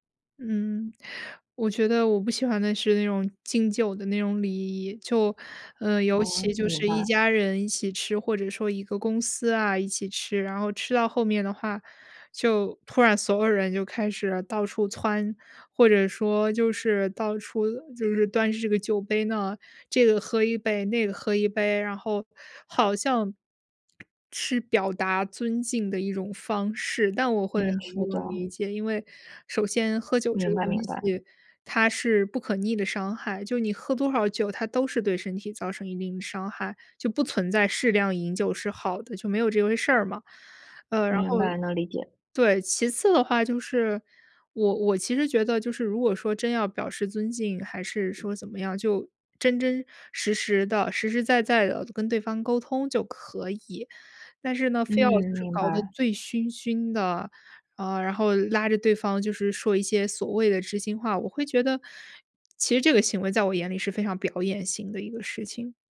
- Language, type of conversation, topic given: Chinese, podcast, 你怎么看待大家一起做饭、一起吃饭时那种聚在一起的感觉？
- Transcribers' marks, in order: other background noise